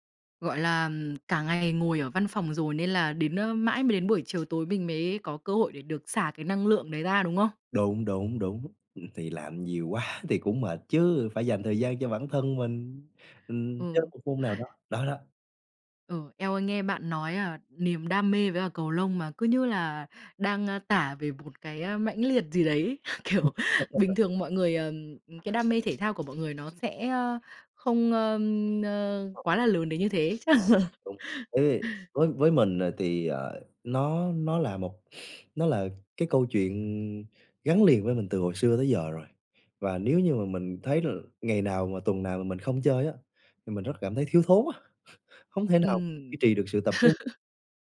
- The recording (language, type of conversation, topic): Vietnamese, podcast, Bạn làm thế nào để sắp xếp thời gian cho sở thích khi lịch trình bận rộn?
- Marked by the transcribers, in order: tapping; laughing while speaking: "quá"; other background noise; laughing while speaking: "Kiểu"; chuckle; unintelligible speech; laughing while speaking: "Chắc là"; unintelligible speech; sniff; chuckle; chuckle